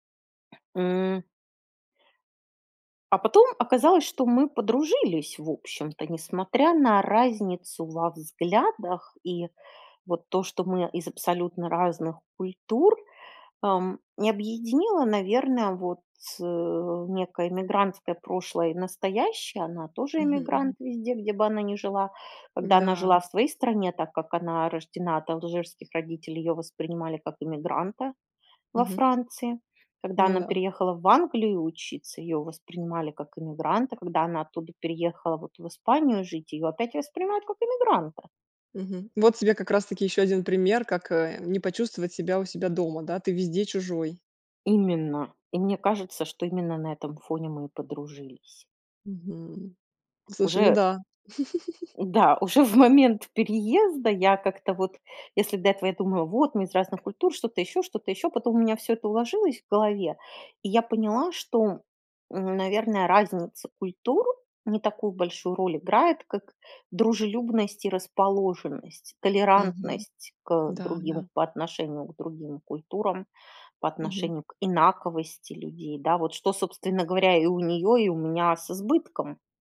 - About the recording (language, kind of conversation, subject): Russian, podcast, Расскажи о месте, где ты чувствовал(а) себя чужим(ой), но тебя приняли как своего(ю)?
- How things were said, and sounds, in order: tapping; giggle; laughing while speaking: "уже в момент"